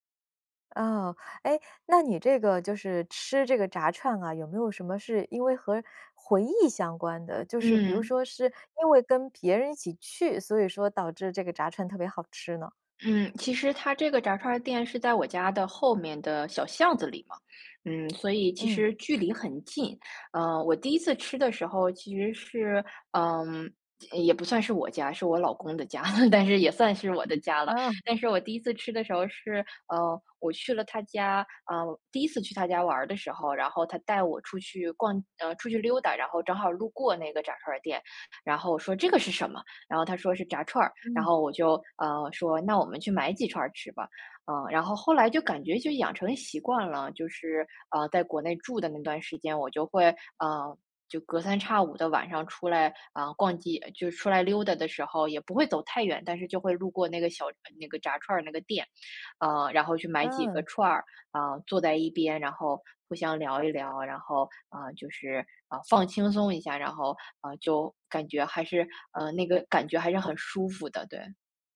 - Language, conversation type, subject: Chinese, podcast, 你最喜欢的街边小吃是哪一种？
- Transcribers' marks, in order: chuckle